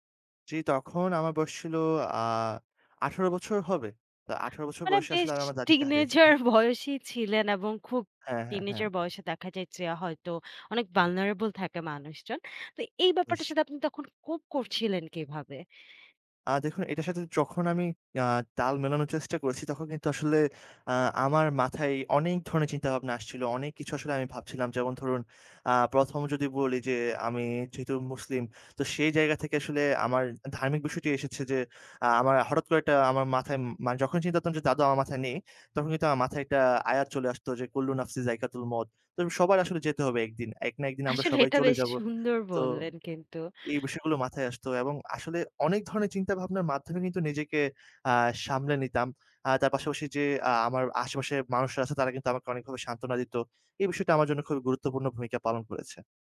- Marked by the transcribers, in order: tapping; laughing while speaking: "teenager বয়সেই"; in English: "vulnerable"; "যখন" said as "চখন"; in Arabic: "কুল্লু নাফসি জাইকাতুল মউত"; laughing while speaking: "আসলে এটা বেশ সুন্দর বললেন কিন্তু"
- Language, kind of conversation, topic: Bengali, podcast, বড় কোনো ক্ষতি বা গভীর যন্ত্রণার পর আপনি কীভাবে আবার আশা ফিরে পান?